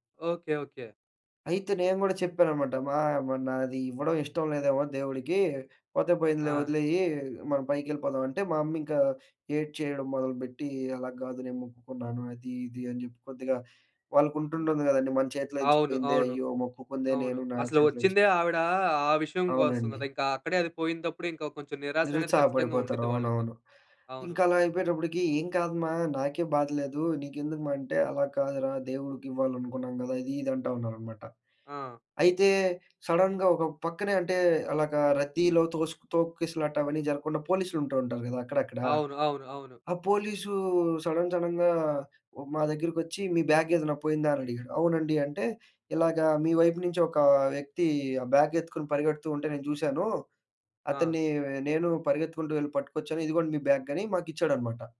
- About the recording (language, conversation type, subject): Telugu, podcast, ఎప్పుడైనా నీ ప్రయాణం జీవితాన్ని మార్చేసిందా? అది ఎలా?
- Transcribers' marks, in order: in English: "సడన్‌గా"; in English: "సడన్ సడన్‌గా"; in English: "బ్యాగ్"